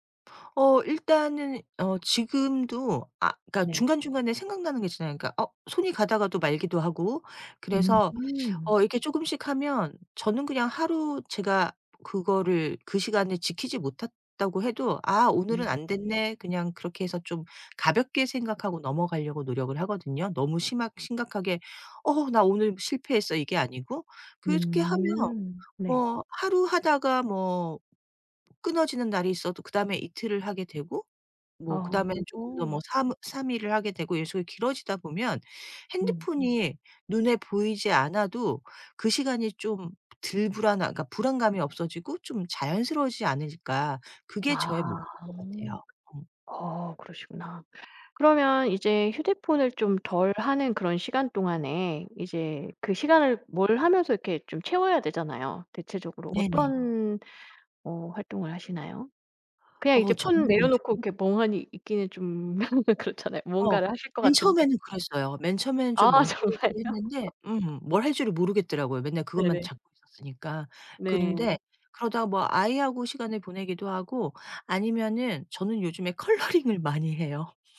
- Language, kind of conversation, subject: Korean, podcast, 디지털 디톡스는 어떻게 시작하면 좋을까요?
- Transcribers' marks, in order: teeth sucking; tapping; other background noise; laugh; laughing while speaking: "정말요?"; laughing while speaking: "컬러링을"